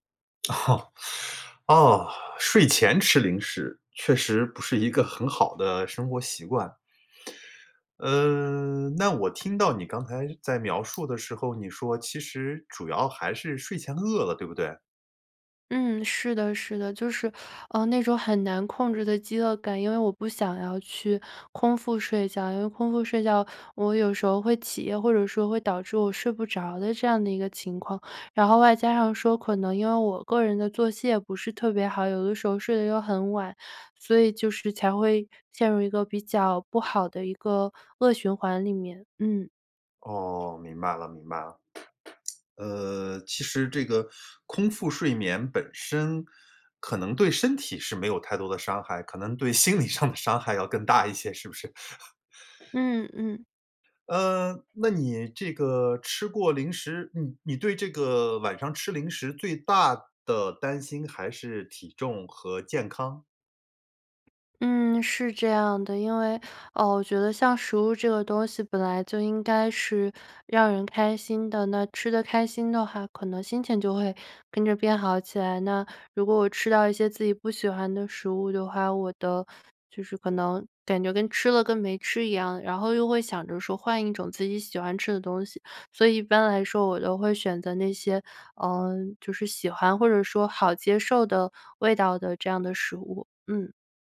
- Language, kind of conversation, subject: Chinese, advice, 为什么我晚上睡前总是忍不住吃零食，结果影响睡眠？
- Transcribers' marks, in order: laugh; other background noise; laughing while speaking: "心理上的伤害要更大一些是不是？"